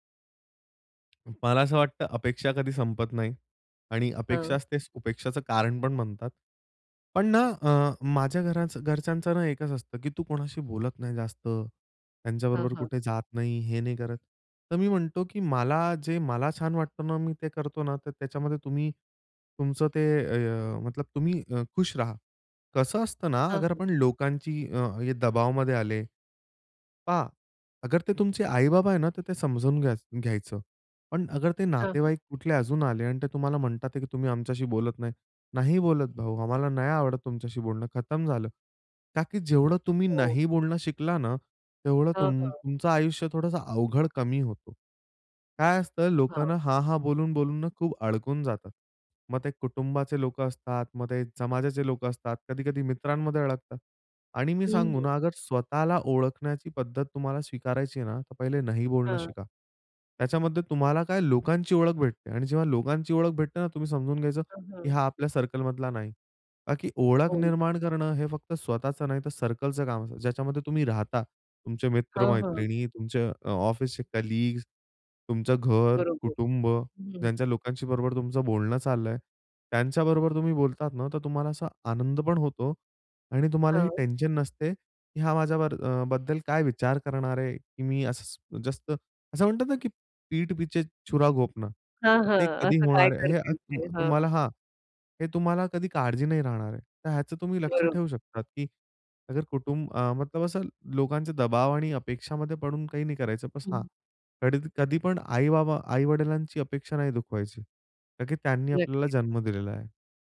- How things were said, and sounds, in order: tapping; in English: "कलीग्स"; in Hindi: "पीठ पीछे छुरा घोपना"
- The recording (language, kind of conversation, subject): Marathi, podcast, प्रवासात तुम्हाला स्वतःचा नव्याने शोध लागण्याचा अनुभव कसा आला?